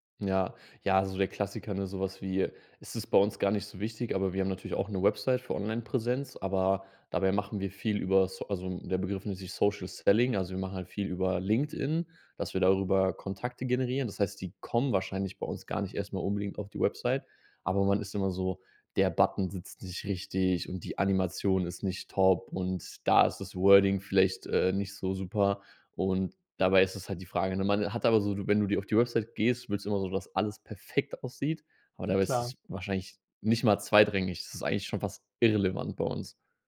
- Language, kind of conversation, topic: German, advice, Wie kann ich verhindern, dass mich Perfektionismus davon abhält, wichtige Projekte abzuschließen?
- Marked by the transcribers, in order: in English: "Social Selling"; in English: "Wording"; put-on voice: "perfekt"; other noise